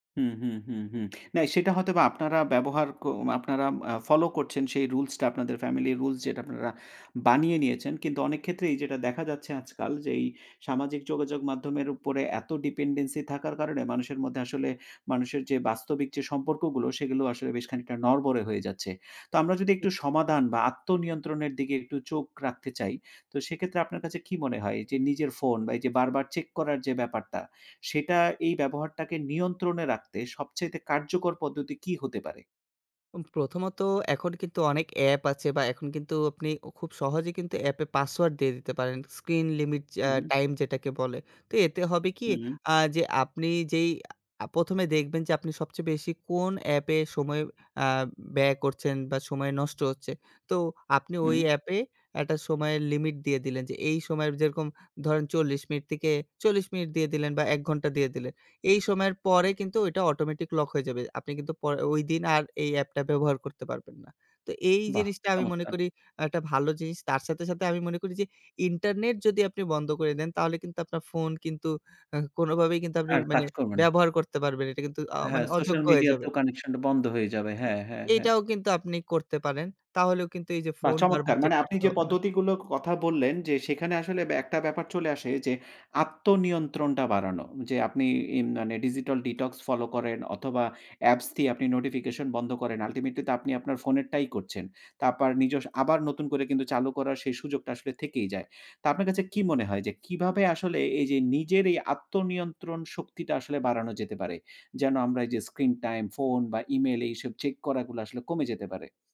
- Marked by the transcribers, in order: other background noise; "থেকে" said as "তেকে"; in English: "digital detox"; in English: "ultimately"; in English: "screen time"
- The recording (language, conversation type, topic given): Bengali, podcast, বারবার ফোন চেক করার অভ্যাস কীভাবে বন্ধ করবেন?